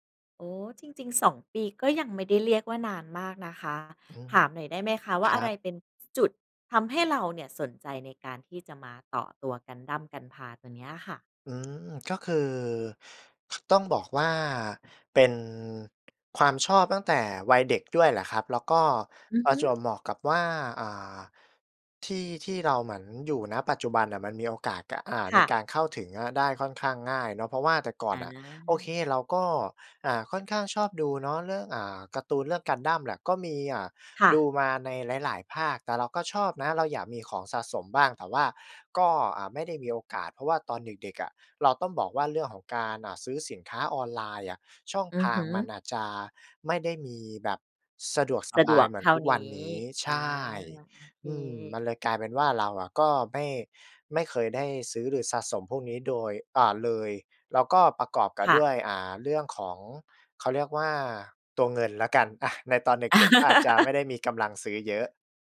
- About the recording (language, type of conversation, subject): Thai, podcast, อะไรคือความสุขเล็กๆ ที่คุณได้จากการเล่นหรือการสร้างสรรค์ผลงานของคุณ?
- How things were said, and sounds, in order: other background noise; other noise; laugh